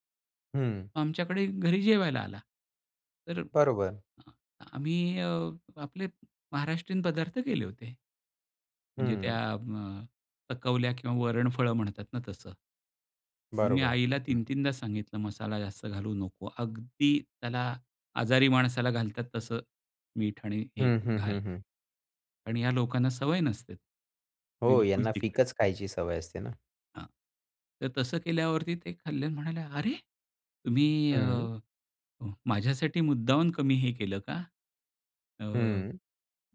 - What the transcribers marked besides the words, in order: other background noise; tapping
- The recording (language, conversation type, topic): Marathi, podcast, तुम्ही पाहुण्यांसाठी मेनू कसा ठरवता?